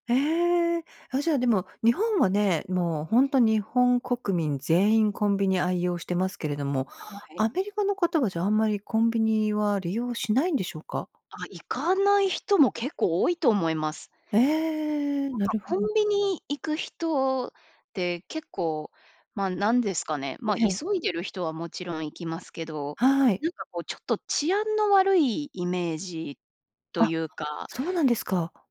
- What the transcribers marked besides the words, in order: none
- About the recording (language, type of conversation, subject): Japanese, podcast, 故郷で一番恋しいものは何ですか？